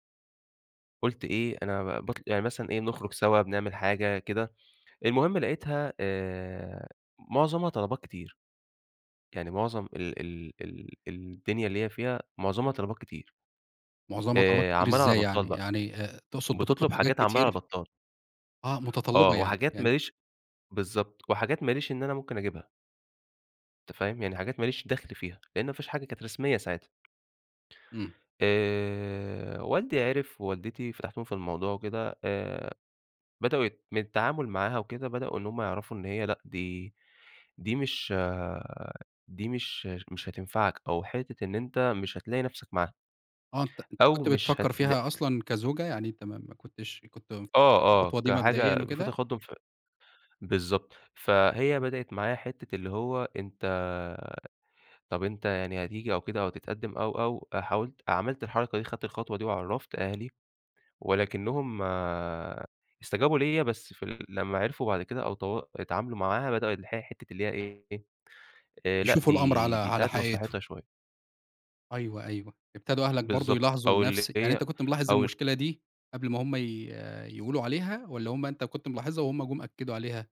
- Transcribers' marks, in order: tapping
- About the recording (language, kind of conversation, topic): Arabic, podcast, إزاي تقدر تحوّل ندمك لدرس عملي؟